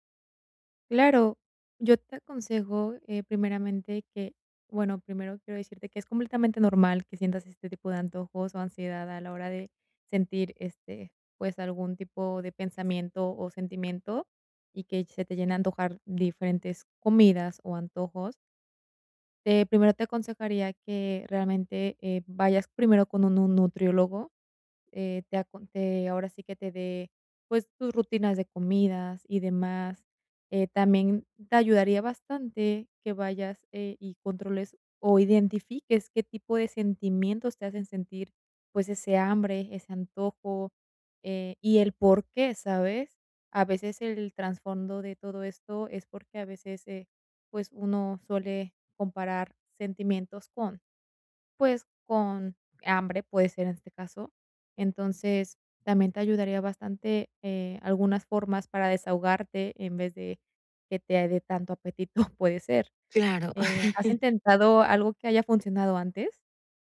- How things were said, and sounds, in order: other background noise; other noise; giggle
- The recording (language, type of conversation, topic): Spanish, advice, ¿Cómo puedo controlar los antojos y gestionar mis emociones sin sentirme mal?